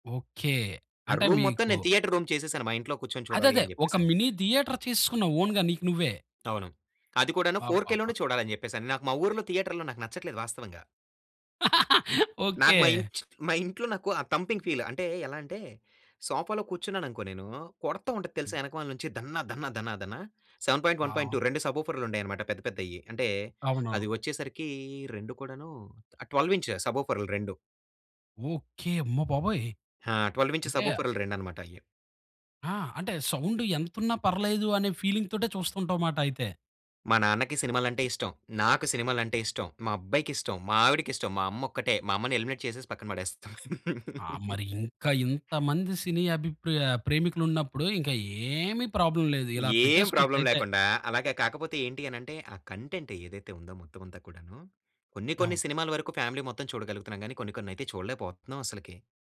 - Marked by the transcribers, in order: in English: "రూమ్"; in English: "థియేటర్ రూమ్"; in English: "మినీ థియేటర్"; in English: "ఓన్‌గా"; in English: "ఫోర్ కే"; in English: "థియేటర్‌లో"; laugh; other noise; in English: "థంపింగ్ ఫీల్"; in English: "సోఫాలో"; in English: "సెవెన్ పాయింట్ ఓ‌న్ పాయింట్ టు"; in English: "ట్వెల్వ్ ఇంచ్"; in English: "ట్వెల్వ్ ఇంచ్"; in English: "ఫీలింగ్‌తోటే"; in English: "ఎలిమినేట్"; laugh; in English: "ప్రాబ్లమ్"; in English: "ప్రాబ్లమ్"; in English: "కంటెంట్"; in English: "ఫ్యామిలీ"
- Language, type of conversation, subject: Telugu, podcast, సినిమా రుచులు కాలంతో ఎలా మారాయి?